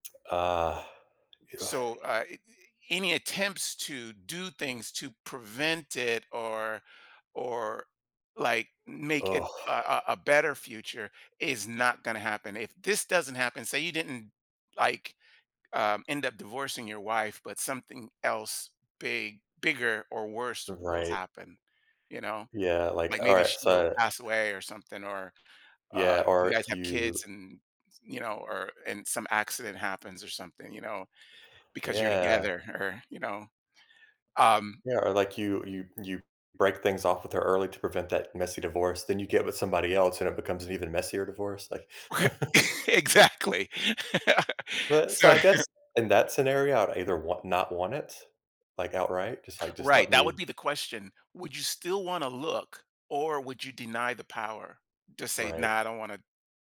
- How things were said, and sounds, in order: scoff; groan; tapping; other noise; laughing while speaking: "Exactly. So"; chuckle; laugh
- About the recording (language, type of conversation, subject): English, unstructured, How could knowing the future of your relationships change the way you interact with people now?